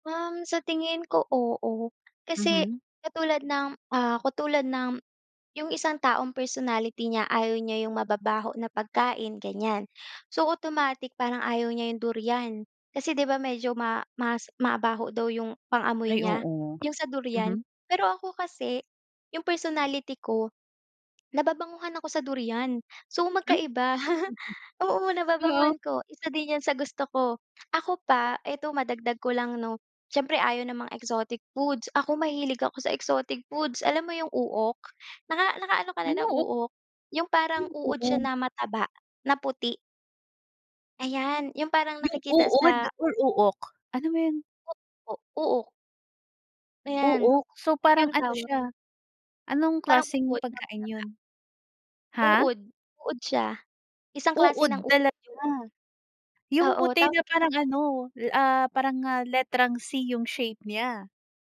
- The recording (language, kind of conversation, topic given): Filipino, podcast, Ano ang mga paraan mo para mapasaya ang mga mapili sa pagkain?
- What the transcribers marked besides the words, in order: tapping; chuckle